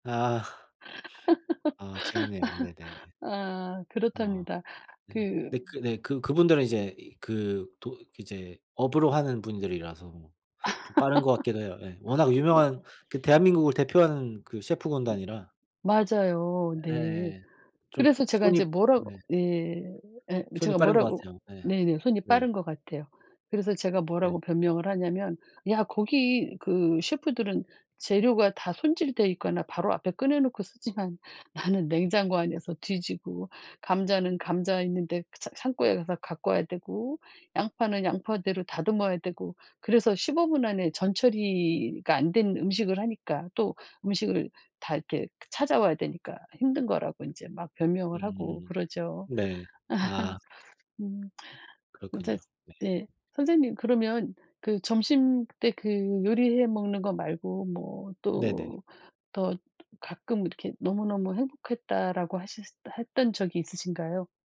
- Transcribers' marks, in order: laughing while speaking: "아"; laugh; tapping; laugh; other background noise; laugh
- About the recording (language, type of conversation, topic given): Korean, unstructured, 하루 중 가장 행복한 순간은 언제인가요?